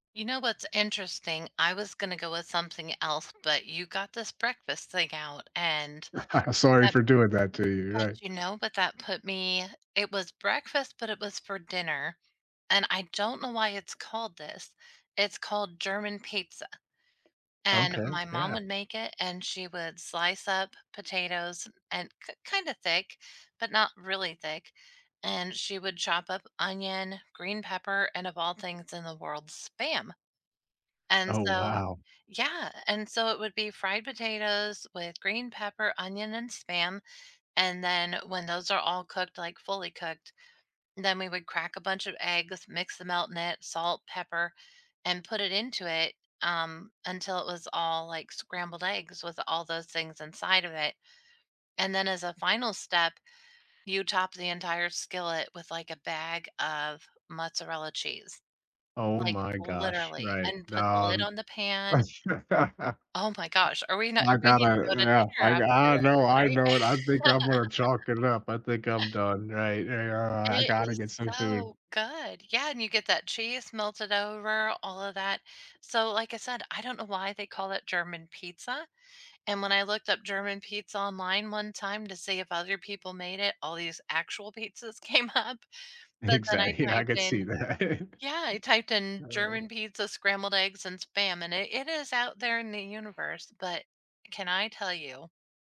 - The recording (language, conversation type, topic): English, unstructured, What meal brings back strong memories for you?
- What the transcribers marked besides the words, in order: other background noise; laugh; unintelligible speech; laugh; laugh; laughing while speaking: "came up"; laughing while speaking: "Exactly I could see that"; other noise